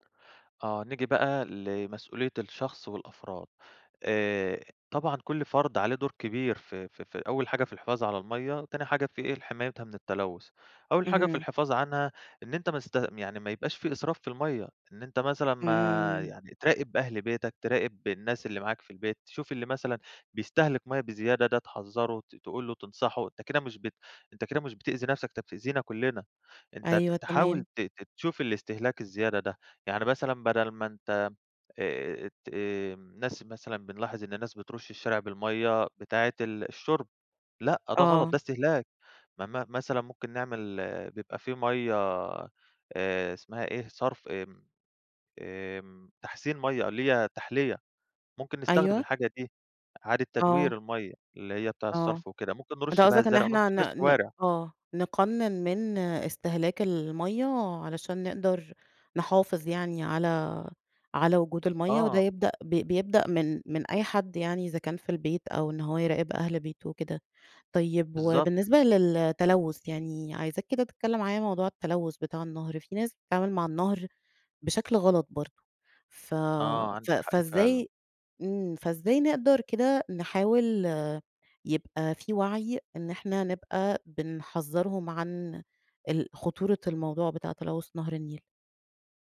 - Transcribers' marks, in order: tapping
- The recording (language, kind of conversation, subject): Arabic, podcast, ليه الميه بقت قضية كبيرة النهارده في رأيك؟